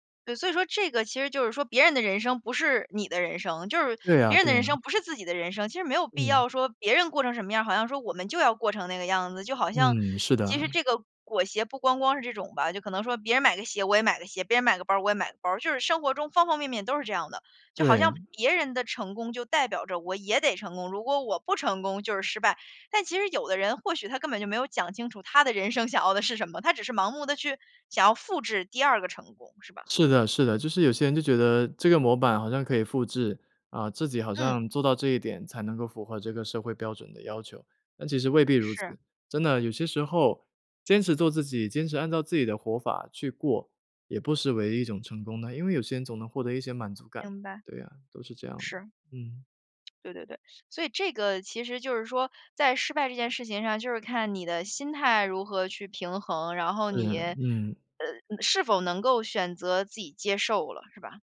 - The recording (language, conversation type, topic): Chinese, podcast, 怎样克服害怕失败，勇敢去做实验？
- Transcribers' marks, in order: other background noise; laughing while speaking: "想要的"